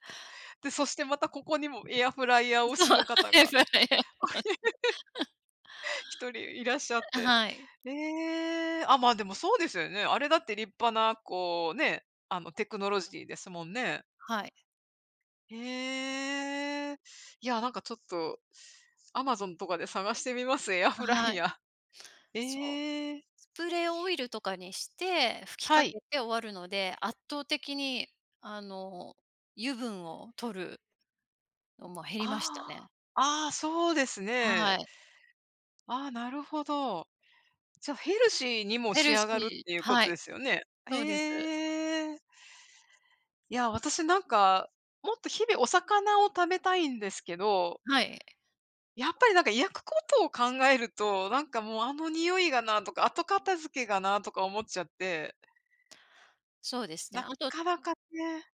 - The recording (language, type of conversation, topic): Japanese, unstructured, どのようなガジェットが日々の生活を楽にしてくれましたか？
- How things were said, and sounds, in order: laughing while speaking: "そう、はい、それを"; laughing while speaking: "おひ"; laugh; laughing while speaking: "エアフライヤー"; other background noise